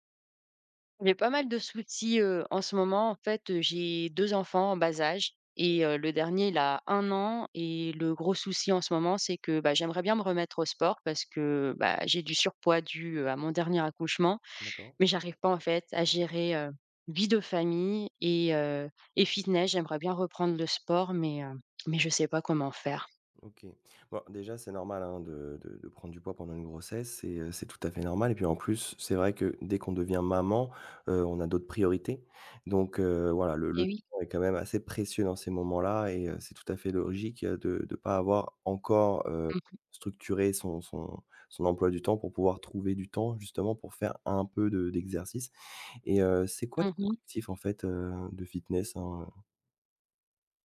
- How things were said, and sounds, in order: "soucis" said as "soutsis"; other background noise; stressed: "précieux"; stressed: "un"
- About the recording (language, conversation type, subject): French, advice, Comment puis-je trouver un équilibre entre le sport et la vie de famille ?